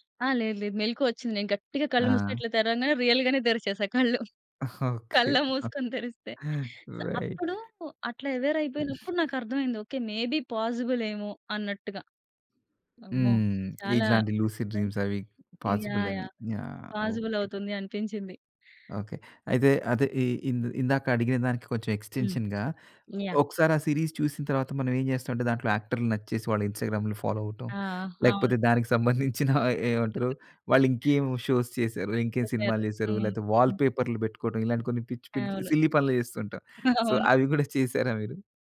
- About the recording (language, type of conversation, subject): Telugu, podcast, ఇప్పటివరకు మీరు బింగే చేసి చూసిన ధారావాహిక ఏది, ఎందుకు?
- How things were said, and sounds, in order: laughing while speaking: "ఓకే. రైట్"; in English: "రియల్"; in English: "రైట్"; laughing while speaking: "కళ్ళ మూసుకొని తెరిస్తే"; "కళ్ళు" said as "కళ్ళ"; chuckle; in English: "ఎవేర్"; in English: "మే బి పాజిబుల్"; in English: "లూసి డ్రీమ్స్"; in English: "పాసిబుల్"; in English: "పాజిబుల్"; in English: "ఎక్స్‌టెన్‌షన్‌గా"; in English: "సీరీస్"; in English: "ఇన్‌స్టా‌గ్రాములు ఫాలో"; chuckle; in English: "షోస్"; in English: "సిల్లీ"; chuckle; in English: "సో"